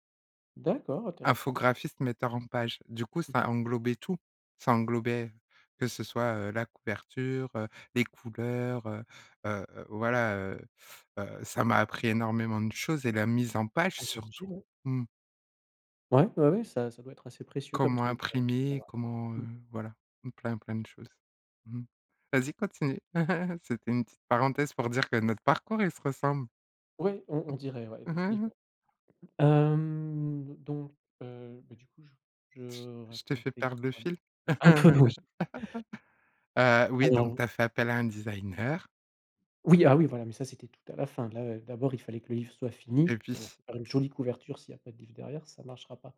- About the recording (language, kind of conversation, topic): French, podcast, Quelle compétence as-tu apprise en autodidacte ?
- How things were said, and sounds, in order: chuckle; chuckle; drawn out: "Hem"; laughing while speaking: "Un peu oui"; laugh